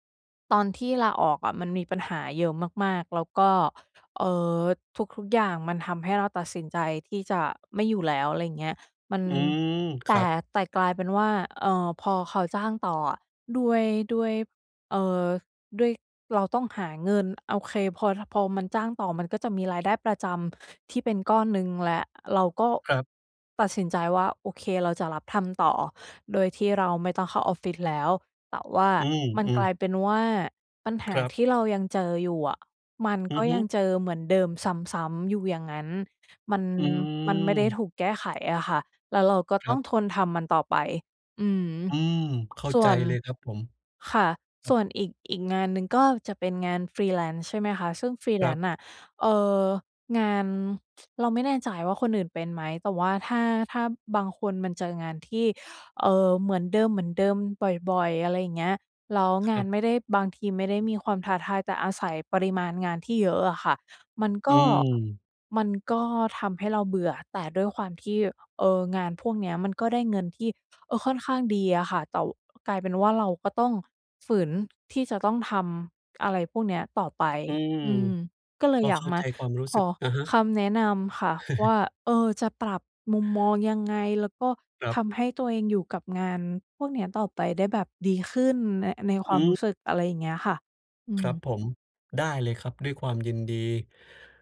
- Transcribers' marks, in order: other noise; in English: "Freelance"; in English: "Freelance"; tsk; tapping; chuckle
- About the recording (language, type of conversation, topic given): Thai, advice, จะรับมืออย่างไรเมื่อรู้สึกเหนื่อยกับความซ้ำซากแต่ยังต้องทำต่อ?